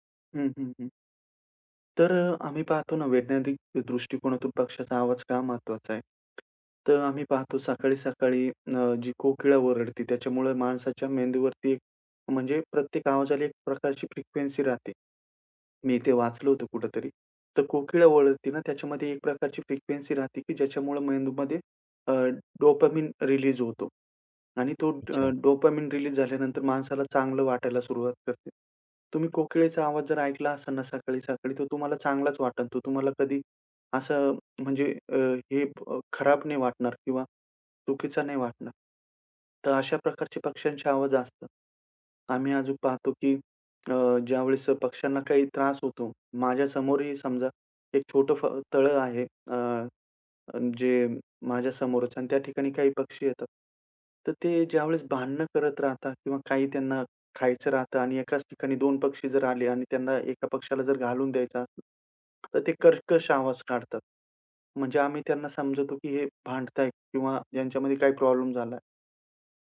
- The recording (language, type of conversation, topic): Marathi, podcast, पक्ष्यांच्या आवाजांवर लक्ष दिलं तर काय बदल होतो?
- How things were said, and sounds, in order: other background noise; tapping; in English: "डोपामाइन रिलीज"; in English: "डोपामाइन रिलीज"